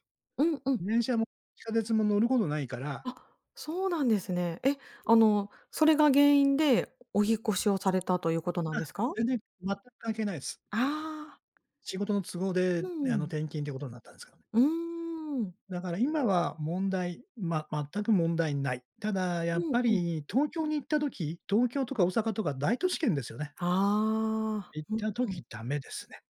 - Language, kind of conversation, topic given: Japanese, advice, 急に襲うパニック発作にはどう対処すればいいですか？
- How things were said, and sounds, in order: other noise; other background noise; tapping; drawn out: "うん"